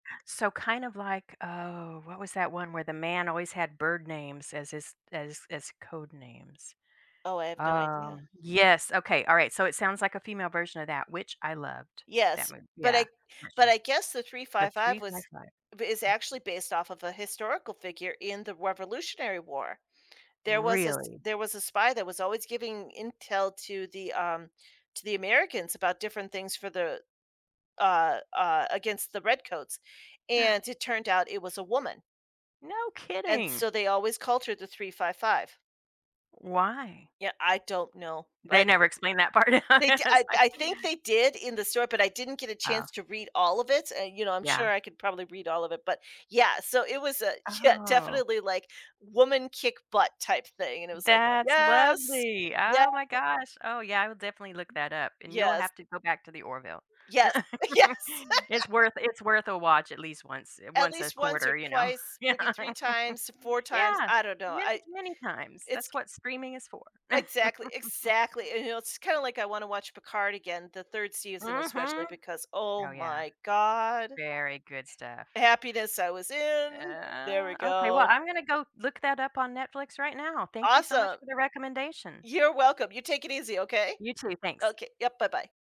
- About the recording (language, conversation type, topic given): English, unstructured, How have movies or shows changed your perspective on important issues?
- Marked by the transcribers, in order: "Revolutionary" said as "Wrevolutionary"; gasp; laugh; laughing while speaking: "It's like"; laughing while speaking: "Yeah"; other noise; laughing while speaking: "yes"; chuckle; laughing while speaking: "Yeah"; chuckle; drawn out: "Uh"